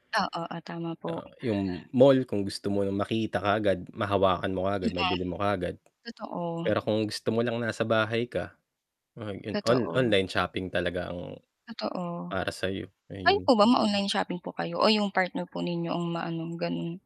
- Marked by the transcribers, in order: static; other noise; distorted speech; tapping
- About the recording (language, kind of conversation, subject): Filipino, unstructured, Mas nasisiyahan ka ba sa pamimili sa internet o sa pamilihan?